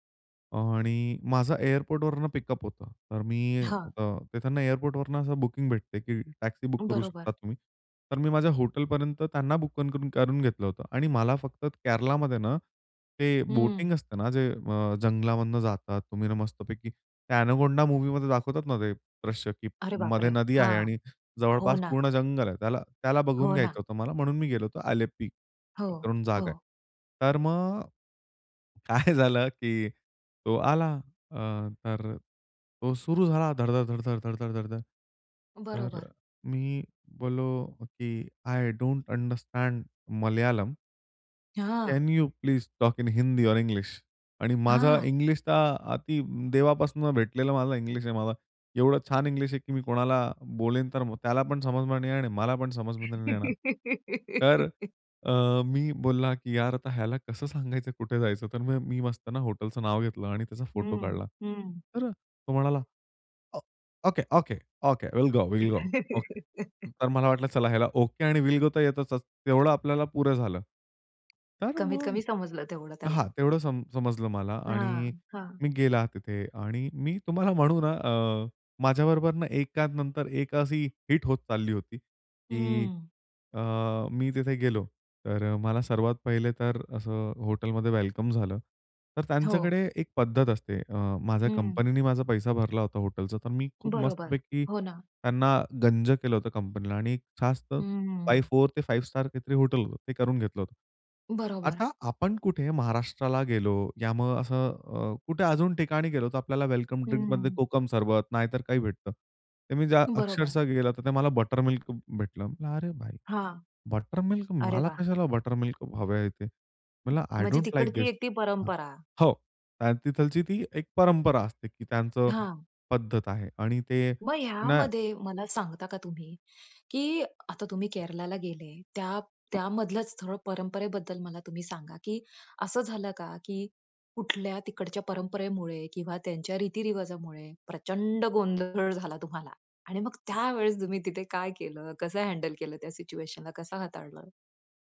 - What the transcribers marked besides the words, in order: other background noise; tapping; chuckle; in English: "आय डोंट अंडरस्टँड"; in English: "कॅन यू प्लीज टॉक इन हिंदी ओर इंग्लिश?"; laugh; laugh; put-on voice: "ओके, ओके, ओके विल गो, विल गो ओके"; in English: "ओके, ओके, ओके विल गो, विल गो ओके"; other noise; laughing while speaking: "म्हणू ना"; in English: "फाइव्ह फोर"; in English: "फाइव्ह स्टार"; in English: "आय डोंट लाइक दिस"; in English: "हँडल"
- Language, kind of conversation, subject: Marathi, podcast, सांस्कृतिक फरकांशी जुळवून घेणे